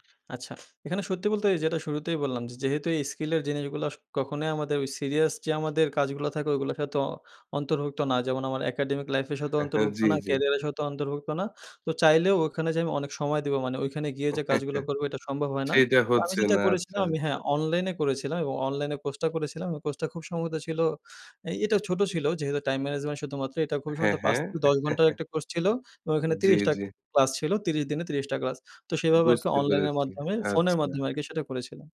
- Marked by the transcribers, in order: other background noise; in English: "academic life"; chuckle; chuckle; in English: "time management"; chuckle
- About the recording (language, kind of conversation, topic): Bengali, podcast, নতুন দক্ষতা শেখা কীভাবে কাজকে আরও আনন্দদায়ক করে তোলে?